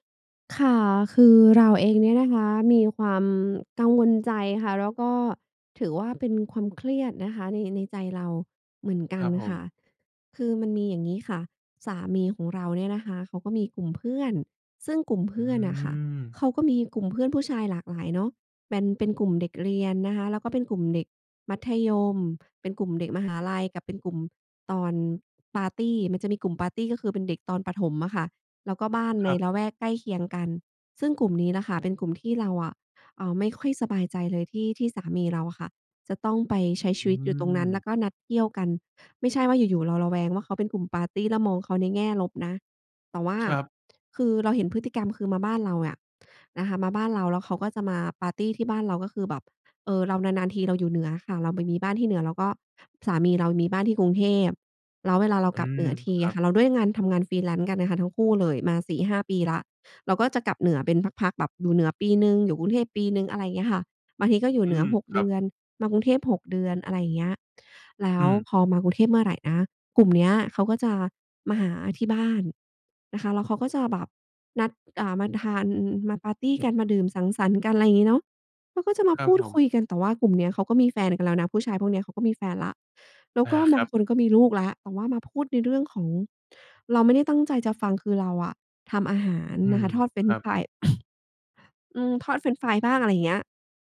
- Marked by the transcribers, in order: other background noise; in English: "Freelance"; cough
- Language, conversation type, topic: Thai, advice, ฉันสงสัยว่าแฟนกำลังนอกใจฉันอยู่หรือเปล่า?